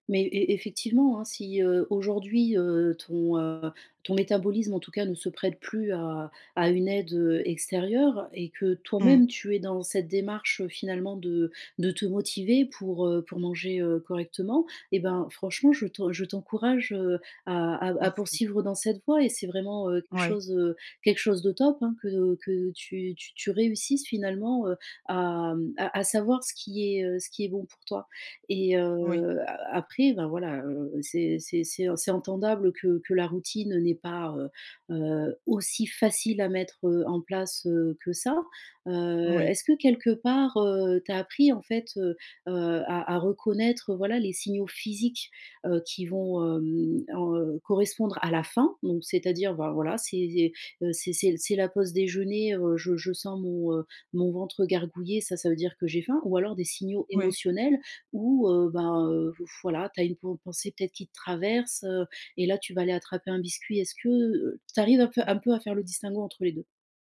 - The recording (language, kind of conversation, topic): French, advice, Comment reconnaître les signaux de faim et de satiété ?
- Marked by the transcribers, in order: none